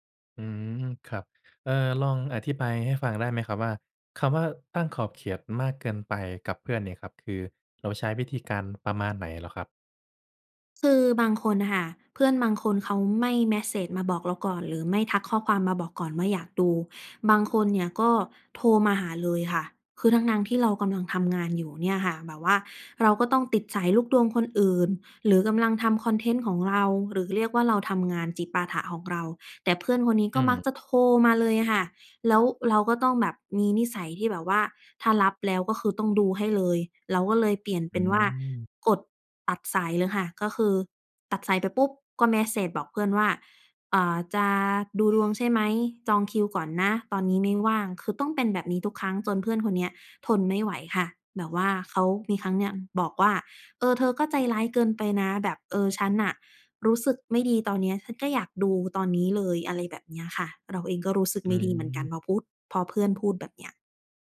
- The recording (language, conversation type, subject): Thai, advice, ควรตั้งขอบเขตกับเพื่อนที่ขอความช่วยเหลือมากเกินไปอย่างไร?
- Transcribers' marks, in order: tapping; other background noise